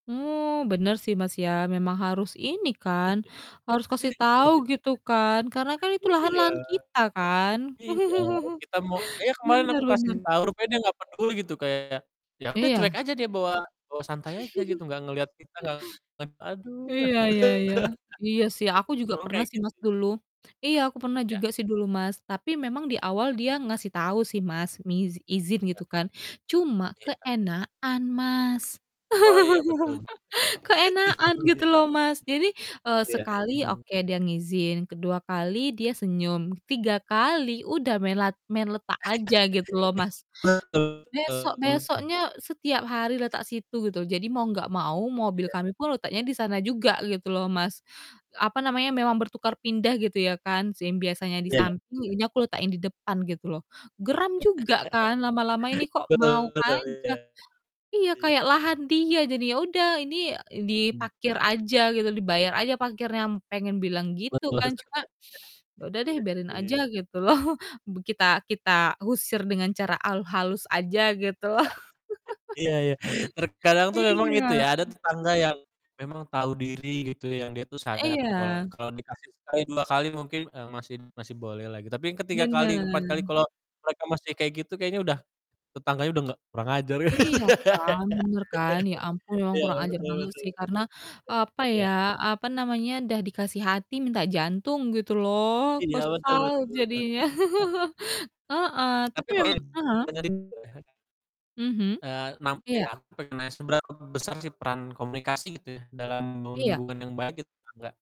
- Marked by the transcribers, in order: chuckle; distorted speech; chuckle; chuckle; unintelligible speech; chuckle; chuckle; unintelligible speech; chuckle; tapping; chuckle; chuckle; laughing while speaking: "loh"; chuckle; laughing while speaking: "loh"; chuckle; laugh; unintelligible speech; unintelligible speech; unintelligible speech; chuckle; unintelligible speech; unintelligible speech
- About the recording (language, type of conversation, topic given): Indonesian, unstructured, Apa tantangan terbesar dalam menjaga hubungan baik dengan tetangga?